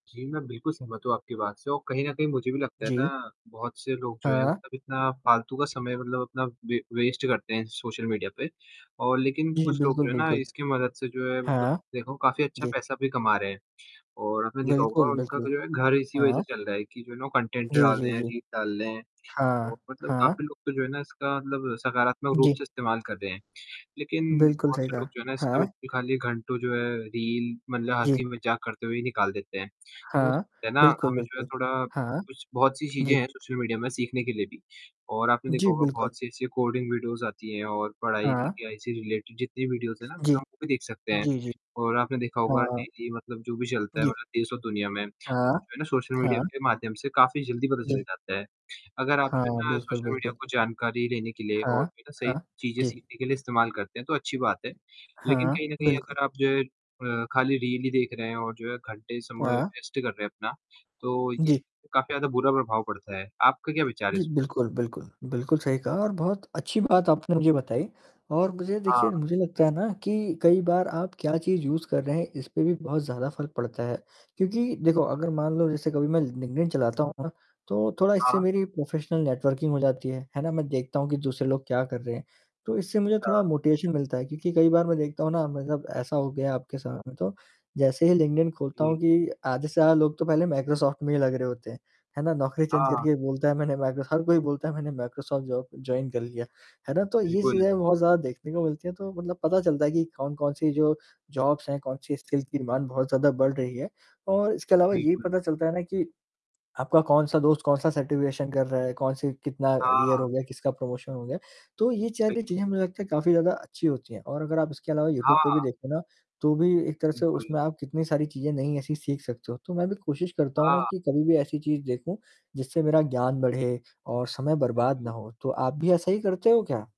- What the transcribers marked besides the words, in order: static; in English: "वे वेस्ट"; other background noise; in English: "कंटेंट"; distorted speech; tapping; in English: "वीडियोज़"; in English: "रिलेटेड"; in English: "वीडियोज़"; in English: "डेली"; in English: "वेस्ट"; in English: "यूज़"; in English: "प्रोफ़ेशनल नेटवर्किंग"; in English: "मोटिवेशन"; in English: "चेंज"; in English: "जॉइन"; in English: "जॉब्स"; in English: "स्किल्स"; in English: "डिमाँड"; in English: "सर्टिफिकेशन"; in English: "ईयर"; in English: "प्रमोशन"
- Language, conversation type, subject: Hindi, unstructured, क्या आपको लगता है कि सोशल मीडिया आपका समय बर्बाद करता है?